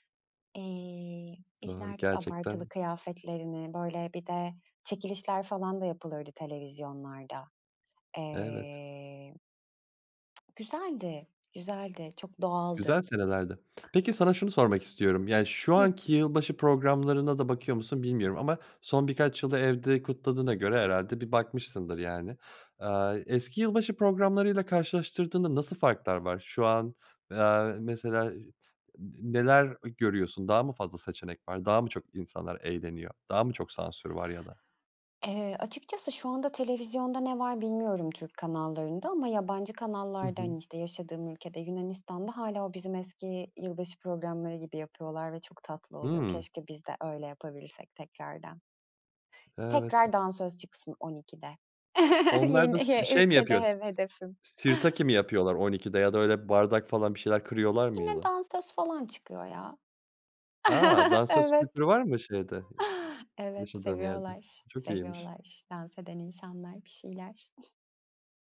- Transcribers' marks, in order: other background noise; chuckle; chuckle; tapping; chuckle
- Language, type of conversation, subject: Turkish, podcast, Eski yılbaşı programlarından aklında kalan bir sahne var mı?